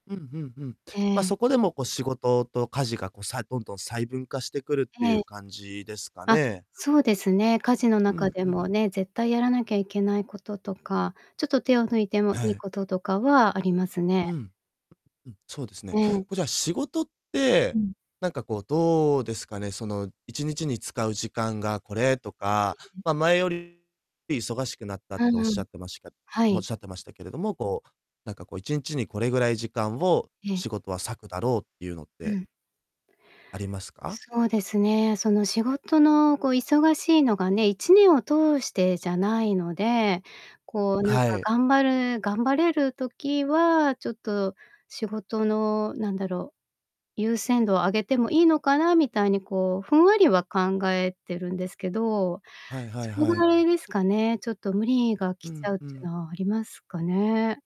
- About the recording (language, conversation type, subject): Japanese, advice, 運動をしてもストレスが解消されず、かえってフラストレーションが溜まってしまうのはなぜですか？
- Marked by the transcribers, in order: distorted speech; static; unintelligible speech